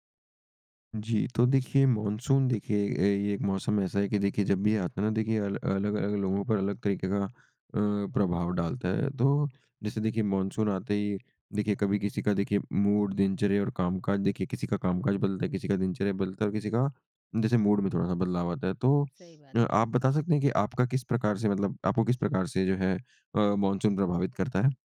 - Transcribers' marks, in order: tapping; in English: "मूड"; in English: "मूड"
- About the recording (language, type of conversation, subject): Hindi, podcast, मॉनसून आपको किस तरह प्रभावित करता है?